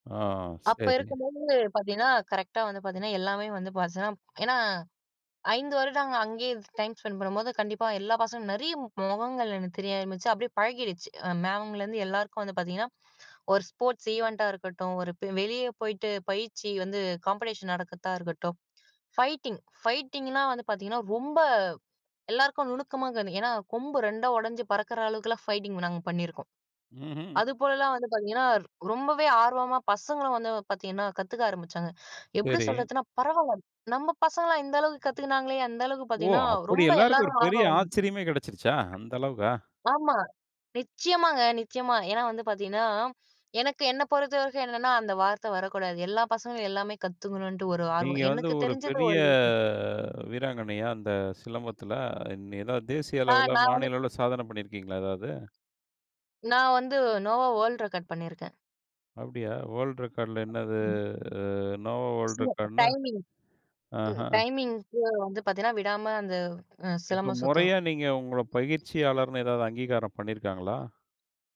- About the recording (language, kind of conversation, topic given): Tamil, podcast, உங்கள் கலை அடையாளம் எப்படி உருவானது?
- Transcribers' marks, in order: in English: "ஸ்போர்ட்ஸ் ஈவென்ட்டா"; in English: "காம்படிஷன்"; in English: "ஃபைட்டிங் ஃபைட்டிங்லாம்"; in English: "ஃபைட்டிங்"; tapping; unintelligible speech; in English: "நோவா வேர்ல்ட் ரெக்கார்ட்"; in English: "வேர்ல்ட் ரெக்கார்ட்ல"; other noise; in English: "நோவா வேர்ல்ட் ரெக்கார்ட்ன்னா"